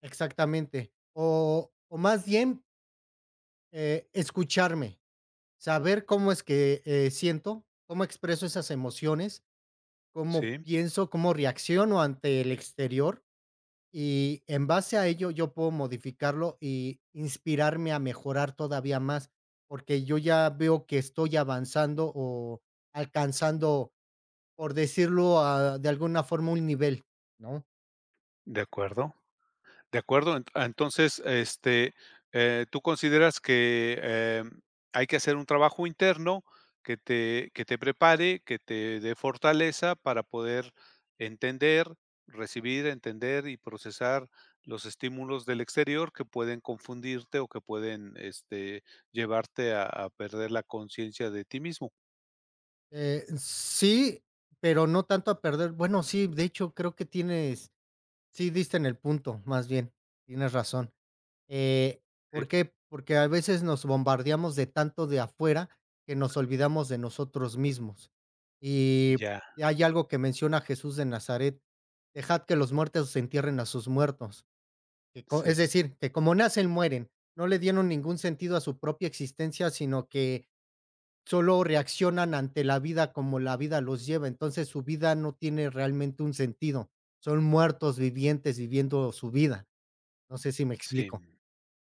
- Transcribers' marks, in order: tapping
- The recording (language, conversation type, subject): Spanish, podcast, ¿De dónde sacas inspiración en tu día a día?